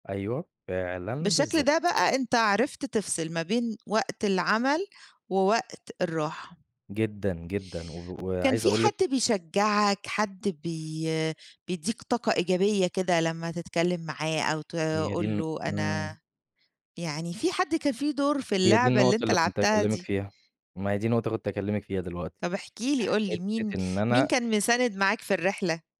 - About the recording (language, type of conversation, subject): Arabic, podcast, إزاي بتفصل بين وقت الشغل ووقت الراحة لو بتشتغل من البيت؟
- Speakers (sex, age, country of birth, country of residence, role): female, 40-44, Egypt, Greece, host; male, 20-24, Egypt, Egypt, guest
- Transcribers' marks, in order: none